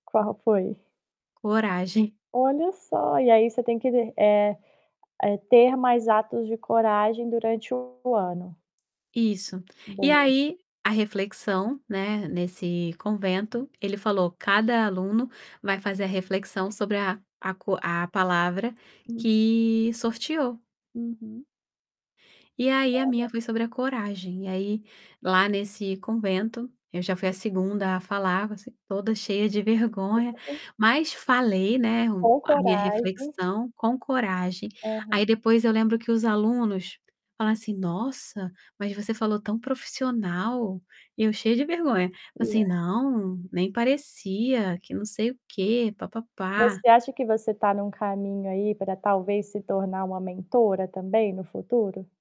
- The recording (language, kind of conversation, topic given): Portuguese, podcast, Como posso encontrar mentores fora do meu trabalho?
- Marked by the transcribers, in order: tapping; distorted speech; other background noise; unintelligible speech